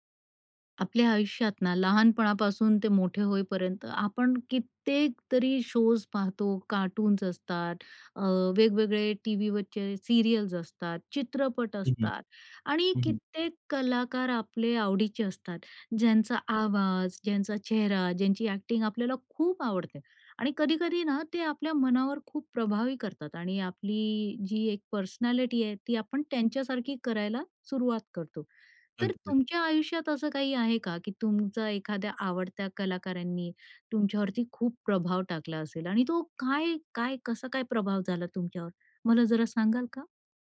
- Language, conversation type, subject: Marathi, podcast, आवडत्या कलाकारांचा तुमच्यावर कोणता प्रभाव पडला आहे?
- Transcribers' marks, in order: in English: "शोज"; in English: "सीरियल्स"; other background noise; in English: "एक्टिंग"; in English: "पर्सनॅलिटी"